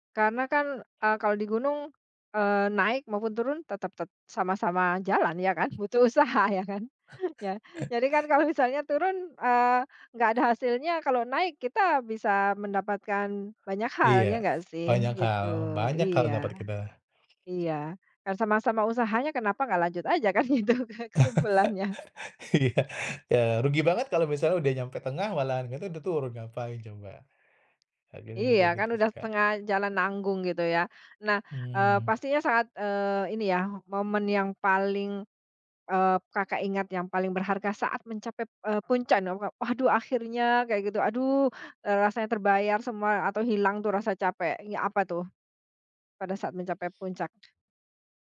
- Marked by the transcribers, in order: other background noise; laughing while speaking: "kan, butuh usaha ya kan? Ya"; chuckle; laughing while speaking: "itu, Kak, kesimpulannya"; chuckle; laughing while speaking: "Iya"; tapping; unintelligible speech
- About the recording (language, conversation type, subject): Indonesian, podcast, Pengalaman apa yang membuat kamu menemukan tujuan hidupmu?